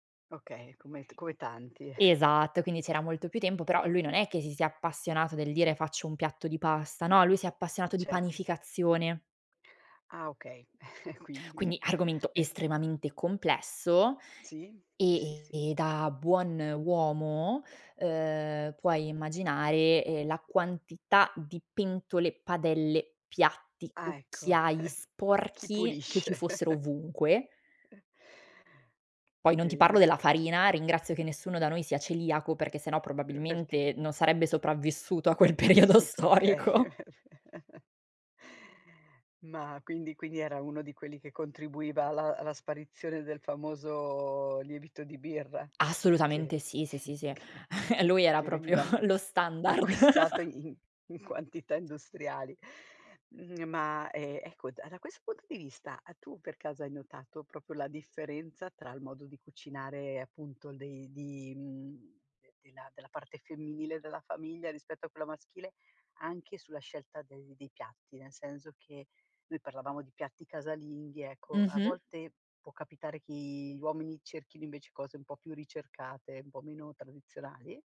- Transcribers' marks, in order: chuckle; chuckle; chuckle; tapping; laughing while speaking: "pulisce?"; chuckle; laughing while speaking: "a quel periodo storico"; chuckle; chuckle; laughing while speaking: "che"; chuckle; laughing while speaking: "acquistato"; chuckle; laughing while speaking: "in quantità"; laughing while speaking: "propio"; "proprio" said as "propio"; laughing while speaking: "standard"; laugh; "proprio" said as "propio"
- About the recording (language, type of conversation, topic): Italian, podcast, Qual è uno dei tuoi piatti casalinghi preferiti?